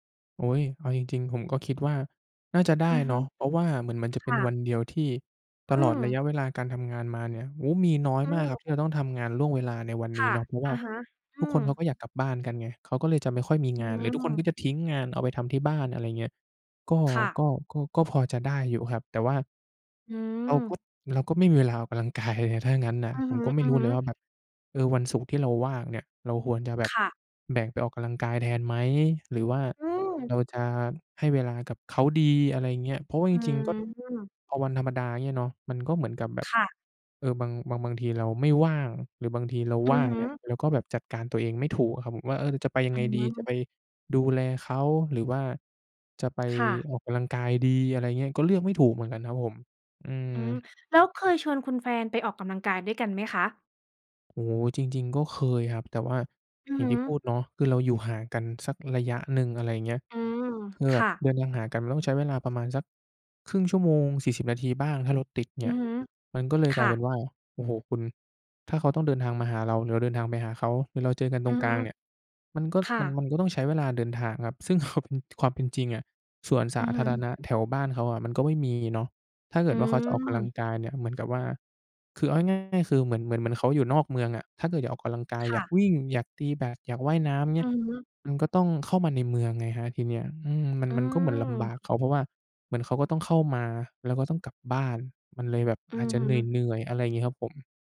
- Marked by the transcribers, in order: other background noise; laughing while speaking: "กายเลย"; tapping; laughing while speaking: "คำ"
- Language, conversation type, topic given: Thai, advice, ฉันจะหาเวลาออกกำลังกายได้อย่างไรในเมื่อมีงานและต้องดูแลครอบครัว?